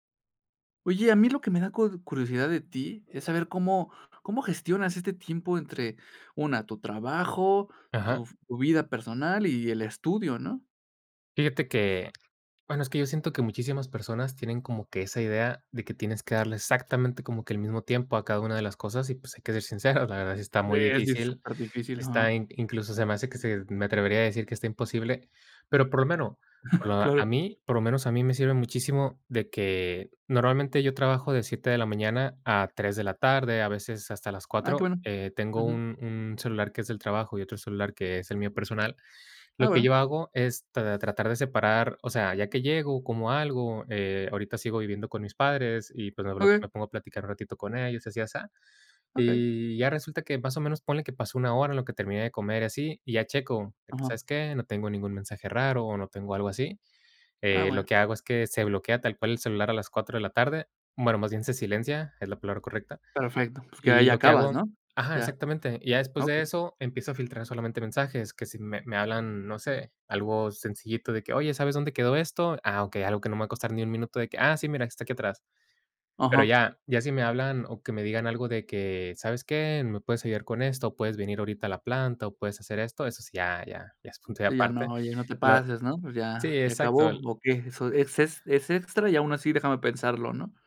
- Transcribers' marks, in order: other background noise; laughing while speaking: "sincero"; chuckle
- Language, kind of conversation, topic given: Spanish, podcast, ¿Cómo gestionas tu tiempo entre el trabajo, el estudio y tu vida personal?